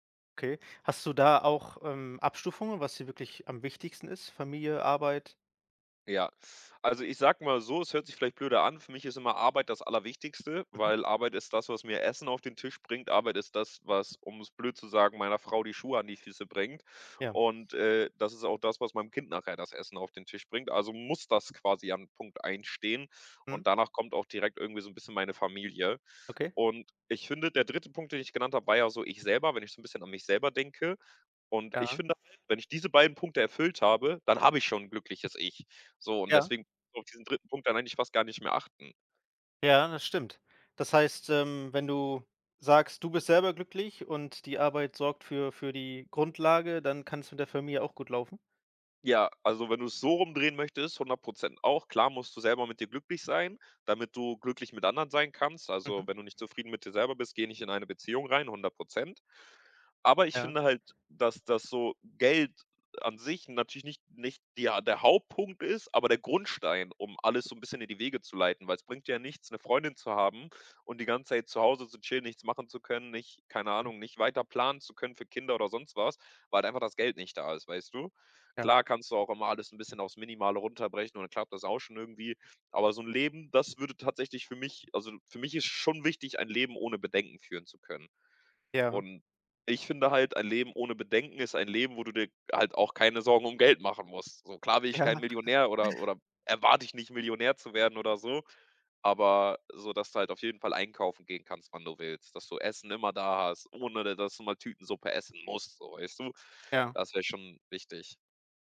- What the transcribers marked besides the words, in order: other background noise; stressed: "muss"; laughing while speaking: "Ja"; chuckle
- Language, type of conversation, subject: German, podcast, Wie findest du heraus, was dir im Leben wirklich wichtig ist?